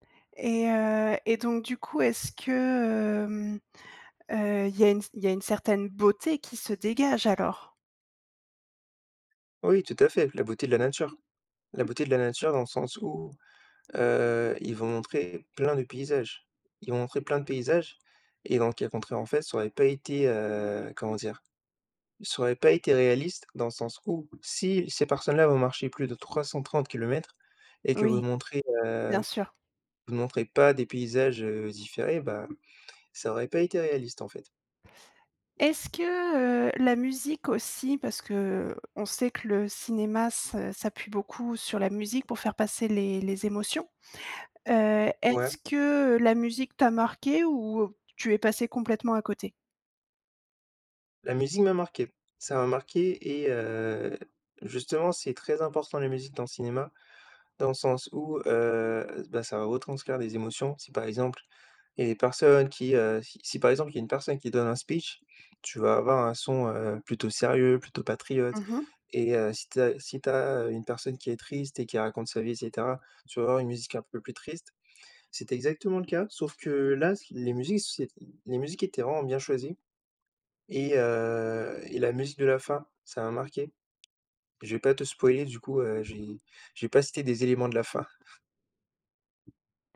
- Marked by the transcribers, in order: other background noise; tapping; chuckle
- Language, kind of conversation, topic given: French, podcast, Peux-tu me parler d’un film qui t’a marqué récemment ?